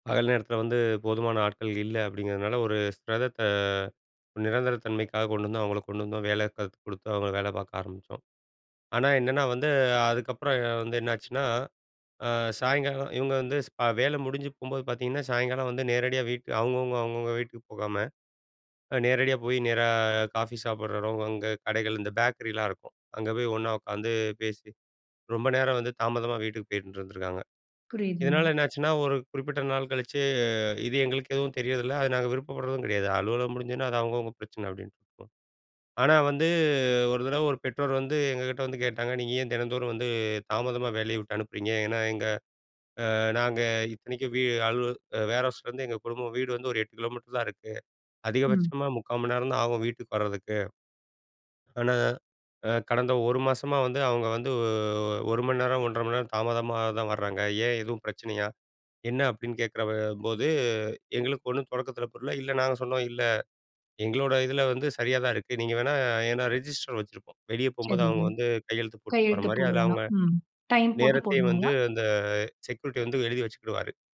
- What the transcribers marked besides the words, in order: other background noise; in English: "வேர்ஹவுஸ்லருந்து"; in English: "ரெஜிஸ்டர்"
- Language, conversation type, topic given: Tamil, podcast, அலுவலகத்தில் சண்டைகள் ஏற்பட்டால் அவற்றை நீங்கள் எப்படி தீர்ப்பீர்கள்?